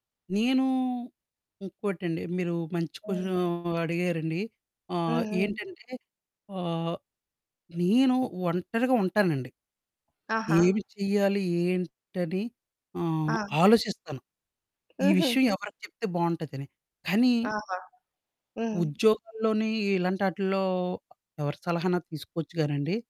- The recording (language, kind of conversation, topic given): Telugu, podcast, మీరు తీసుకున్న తప్పు నిర్ణయాన్ని సరి చేసుకోవడానికి మీరు ముందుగా ఏ అడుగు వేస్తారు?
- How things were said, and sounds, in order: static; distorted speech; other background noise